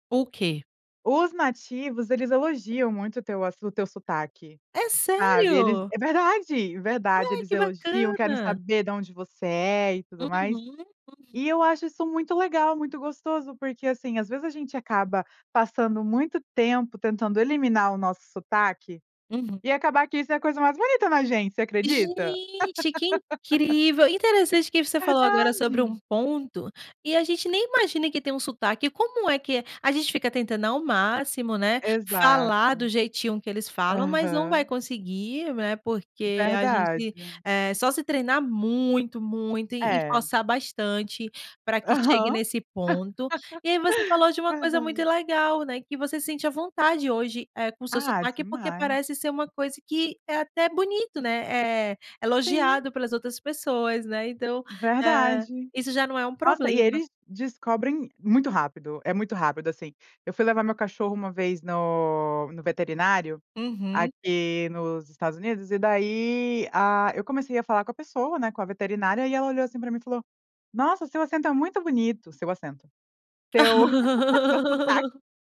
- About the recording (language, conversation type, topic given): Portuguese, podcast, Como você mistura idiomas quando conversa com a família?
- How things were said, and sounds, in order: laugh; laugh; laugh; laughing while speaking: "seu sotaque"